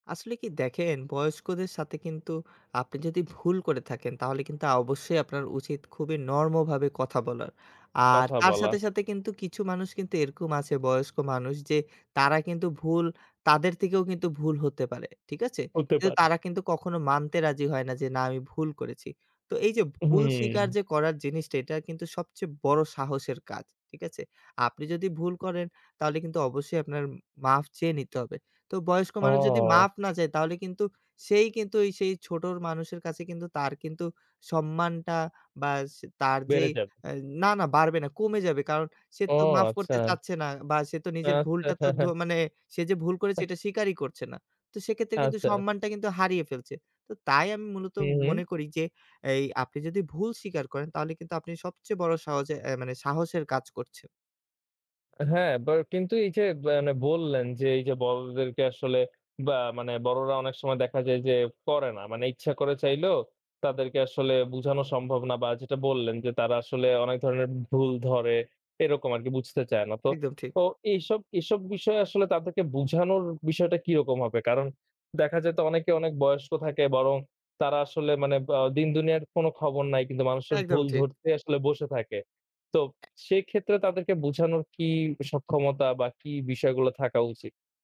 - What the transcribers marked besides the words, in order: "নরমভাবে" said as "নরমোভাবে"; "কিন্তু" said as "কিতু"; tapping; "ছোট" said as "ছোটর"; "আবার" said as "বার"; "মানে" said as "ব্যানে"; other background noise
- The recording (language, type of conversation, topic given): Bengali, podcast, ভুল হলে আপনি কীভাবে ক্ষমা চান?